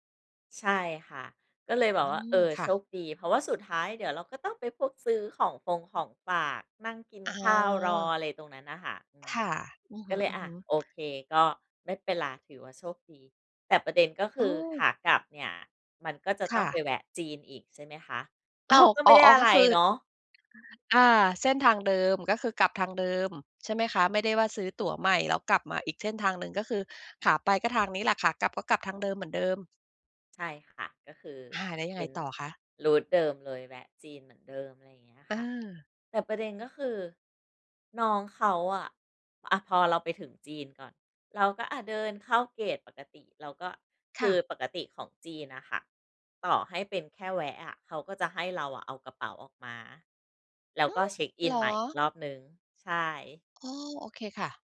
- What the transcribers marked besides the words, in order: other background noise; laughing while speaking: "อ๋อ"; in English: "route"; in English: "Gate"
- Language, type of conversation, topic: Thai, podcast, เวลาเจอปัญหาระหว่างเดินทาง คุณรับมือยังไง?